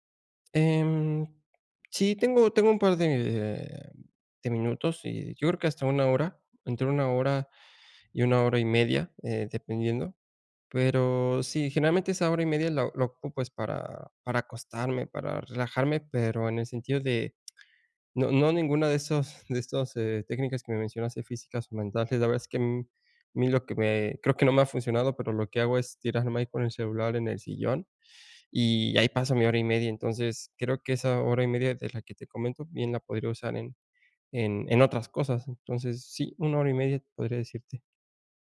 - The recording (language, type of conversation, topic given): Spanish, advice, ¿Cómo puedo soltar la tensión después de un día estresante?
- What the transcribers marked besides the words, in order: none